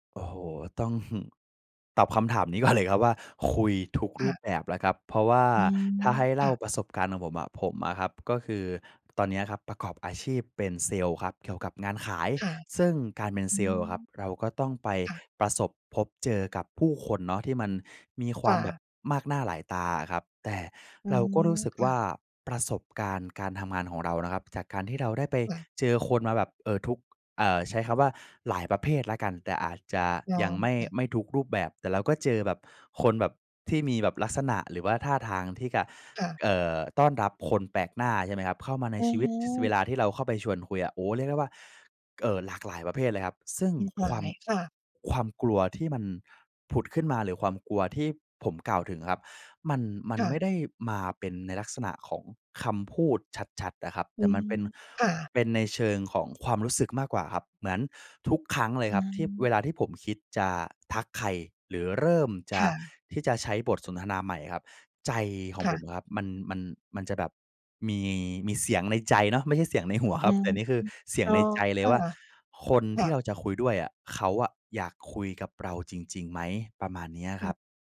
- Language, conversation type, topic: Thai, advice, ฉันควรเริ่มทำความรู้จักคนใหม่อย่างไรเมื่อกลัวถูกปฏิเสธ?
- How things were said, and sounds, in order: laughing while speaking: "ต้อง"; laughing while speaking: "เลยครับ"; unintelligible speech; unintelligible speech; laughing while speaking: "หัวครับ"